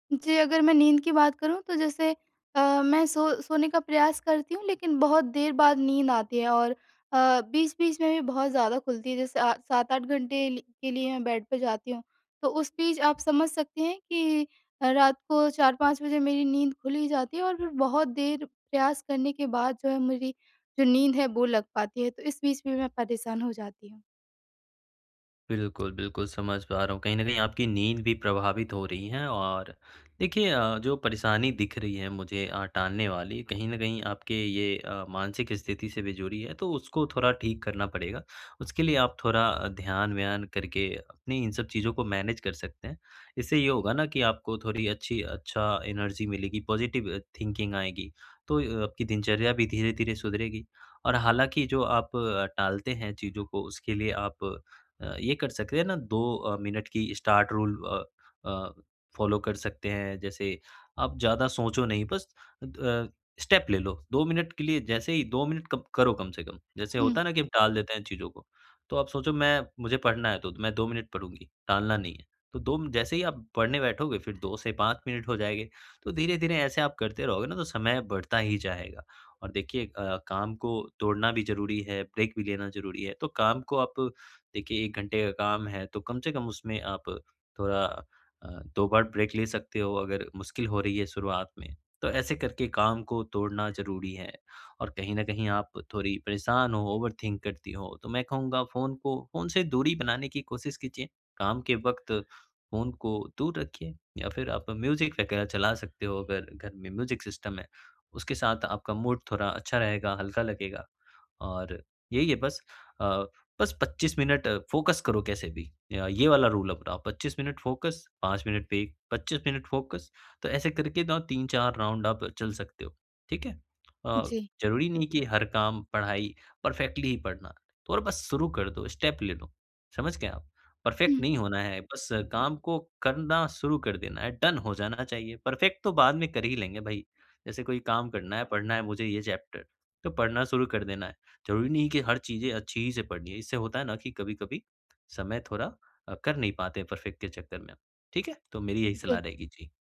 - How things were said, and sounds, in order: in English: "मैनेज"; in English: "एनर्जी"; in English: "पॉजिटिव थिंकिंग"; in English: "स्टार्ट रूल"; in English: "फ़ॉलो"; in English: "स्टेप"; in English: "ब्रेक"; in English: "ब्रेक"; in English: "ओवरथिंक"; in English: "म्यूजिक"; in English: "म्यूजिक सिस्टम"; in English: "मूड"; in English: "फोकस"; in English: "रूल"; in English: "फोकस"; in English: "ब्रेक"; in English: "फोकस"; in English: "राउंड"; in English: "परफ़ेक्टली"; in English: "स्टेप"; in English: "परफ़ेक्ट"; in English: "डन"; in English: "परफ़ेक्ट"; in English: "चैप्टर"; in English: "परफ़ेक्ट"
- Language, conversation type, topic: Hindi, advice, मैं काम टालने और हर बार आख़िरी पल में घबराने की आदत को कैसे बदल सकता/सकती हूँ?